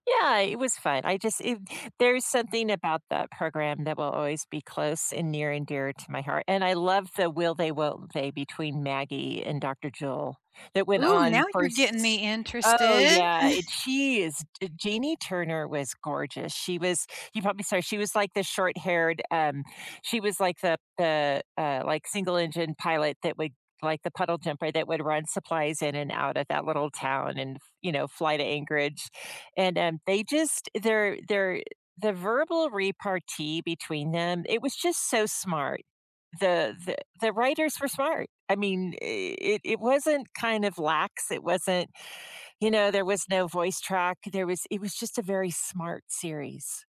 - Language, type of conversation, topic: English, unstructured, Do you binge-watch shows all at once or savor episodes slowly, and why does that fit your life?
- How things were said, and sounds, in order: chuckle